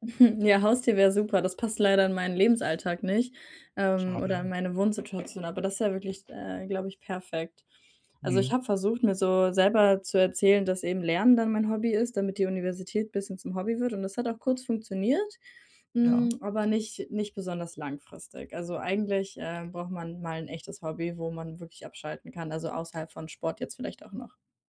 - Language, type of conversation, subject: German, advice, Wie kann ich mit einer überwältigenden To-do-Liste umgehen, wenn meine Gedanken ständig kreisen?
- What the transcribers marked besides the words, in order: chuckle; other background noise